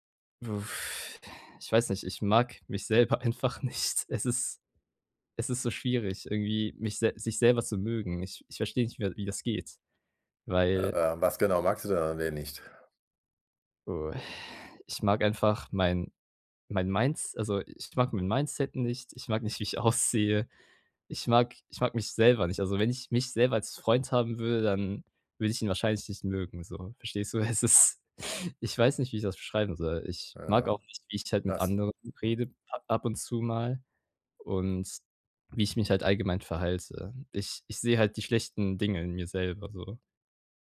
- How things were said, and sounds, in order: sigh; laughing while speaking: "selber einfach nicht"; sigh; laughing while speaking: "ich aussehe"; laughing while speaking: "Es ist"
- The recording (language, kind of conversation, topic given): German, advice, Warum fällt es mir schwer, meine eigenen Erfolge anzuerkennen?